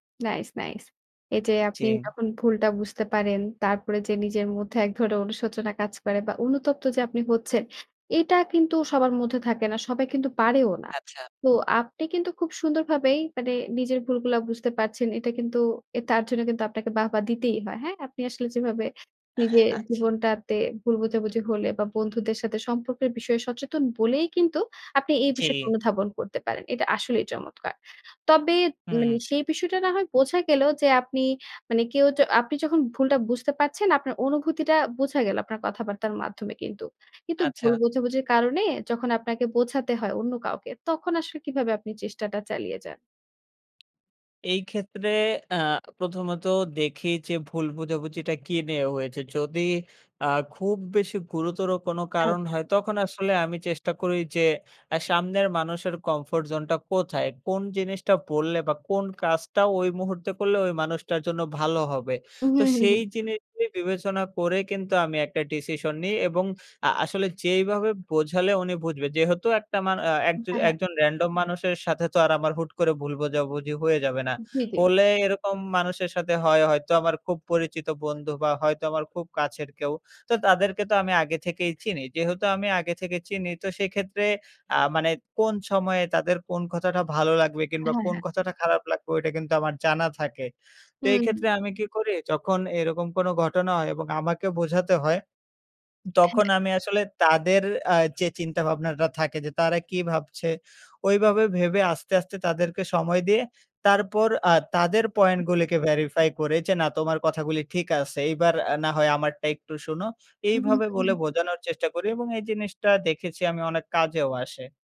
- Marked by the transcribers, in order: laughing while speaking: "আচ্ছা"; horn; swallow; chuckle; in English: "verify"
- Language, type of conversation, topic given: Bengali, podcast, ভুল বোঝাবুঝি হলে আপনি প্রথমে কী করেন?